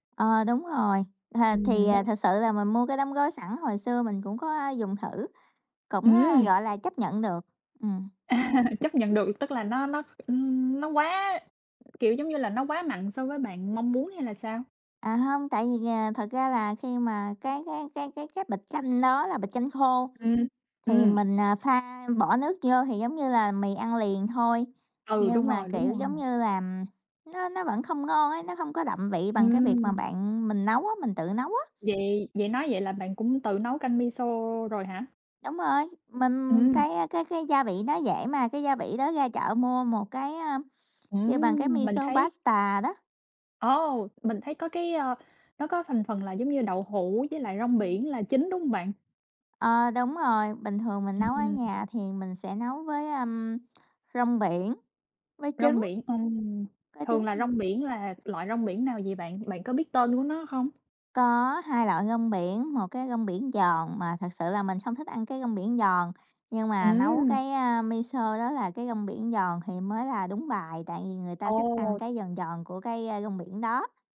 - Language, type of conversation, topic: Vietnamese, unstructured, Bạn có bí quyết nào để nấu canh ngon không?
- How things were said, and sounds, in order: laughing while speaking: "à"; other background noise; unintelligible speech; laughing while speaking: "À"; tapping; in English: "miso pasta"; in English: "miso"